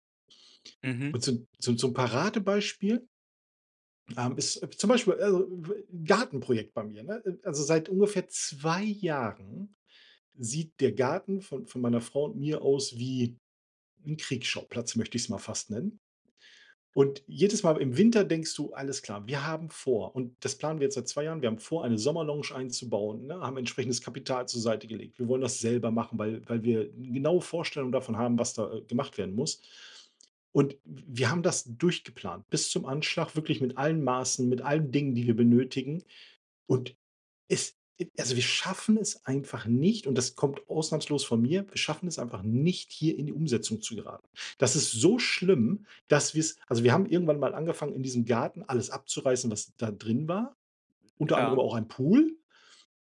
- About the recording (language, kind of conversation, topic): German, advice, Warum fällt es dir schwer, langfristige Ziele konsequent zu verfolgen?
- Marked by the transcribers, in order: other noise; stressed: "zwei"; stressed: "so"